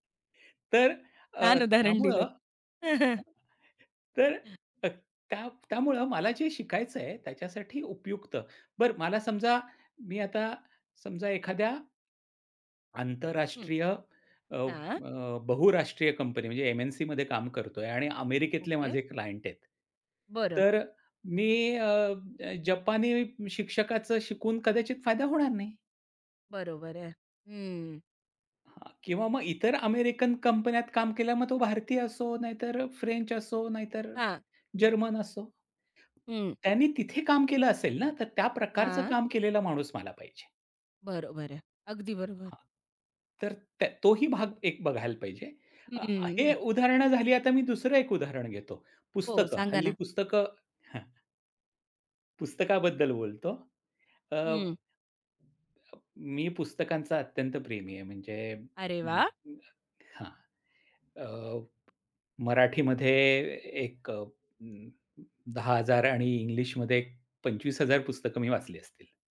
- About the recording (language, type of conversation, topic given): Marathi, podcast, कोर्स, पुस्तक किंवा व्हिडिओ कशा प्रकारे निवडता?
- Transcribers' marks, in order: other background noise; chuckle; tapping; in English: "क्लायंट"; other noise